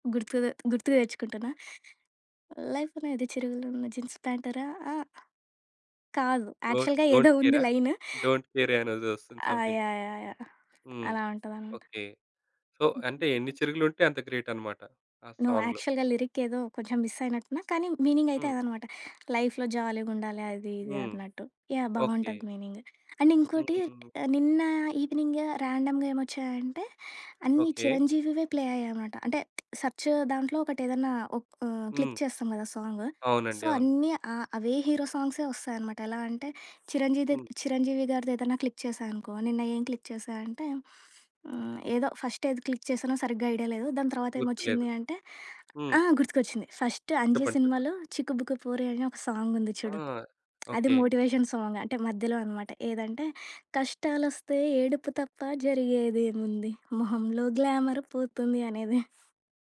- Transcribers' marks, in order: in English: "యాక్చువల్‌గా"; in English: "సమ్‌థింగ్"; other background noise; in English: "సో"; other noise; in English: "సాంగ్‌లో"; in English: "నో. యాక్చువల్‌గా లిరిక్"; in English: "మిస్"; in English: "లైఫ్‌లో"; in English: "అండ్"; in English: "ఈవెనింగు ర్యాండమ్‌గా"; in English: "ప్లే"; tapping; in English: "సెర్చ్"; in English: "క్లిక్"; in English: "సో"; in English: "హీరో సాంగ్స్"; in English: "క్లిక్"; in English: "క్లిక్"; in English: "ఫస్ట్"; in English: "క్లిక్"; in English: "ఫస్ట్"; in English: "మోటివేషన్"; singing: "కష్టాలు వస్తే ఏడుపు తప్ప జరిగేదేముంది మొహంలో గ్లామరు పోతుంది"
- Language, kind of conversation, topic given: Telugu, podcast, ఒంటరిగా పాటలు విన్నప్పుడు నీకు ఎలాంటి భావన కలుగుతుంది?